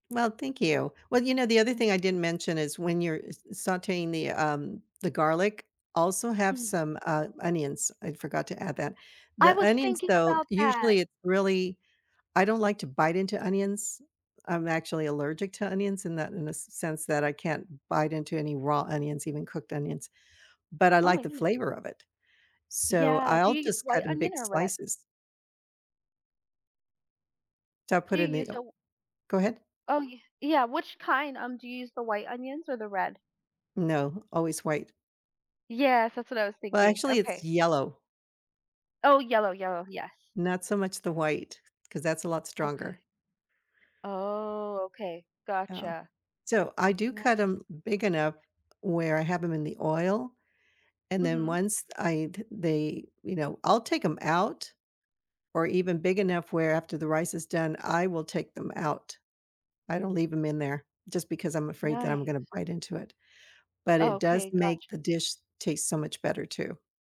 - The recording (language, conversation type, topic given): English, unstructured, How do spices change the way we experience food?
- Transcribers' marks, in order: surprised: "Oh my goodness"